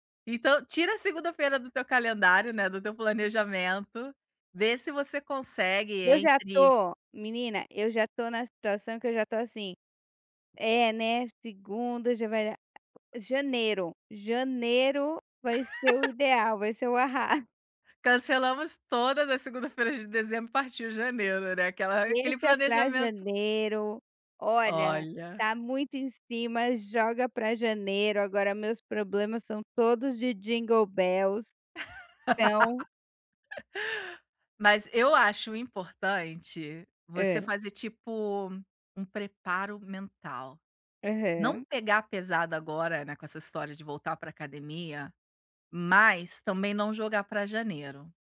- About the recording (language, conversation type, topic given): Portuguese, advice, Como posso parar de procrastinar, mesmo sabendo exatamente o que devo fazer, usando técnicas de foco e intervalos?
- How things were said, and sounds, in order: tapping; laugh; in English: "jingle bells"; laugh